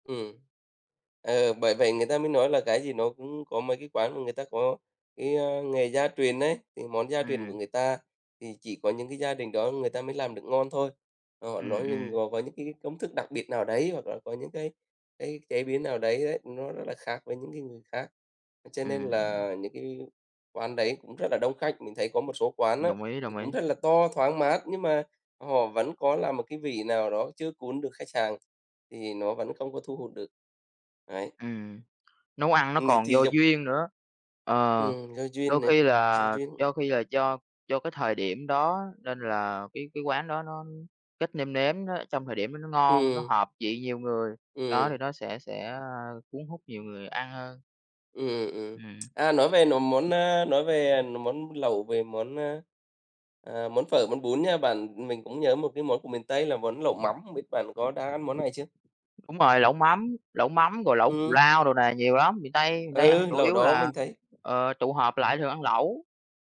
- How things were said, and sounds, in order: other background noise; tapping; "hàng" said as "xàng"
- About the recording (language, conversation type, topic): Vietnamese, unstructured, Bạn yêu thích món đặc sản vùng miền nào nhất?